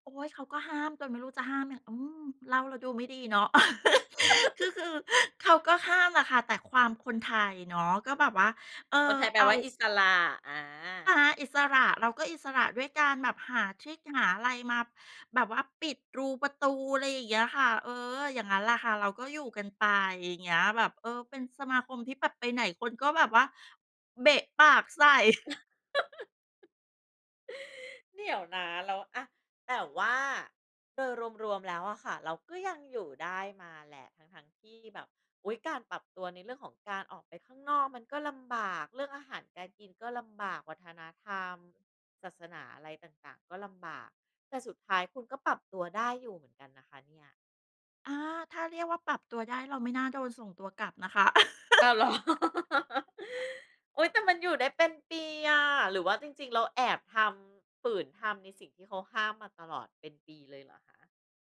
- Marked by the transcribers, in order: laugh; chuckle; stressed: "เบะปากใส่"; giggle; laugh; chuckle; other background noise
- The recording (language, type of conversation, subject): Thai, podcast, เล่าประสบการณ์การปรับตัวเมื่อต้องย้ายไปอยู่ที่ใหม่ได้ไหม?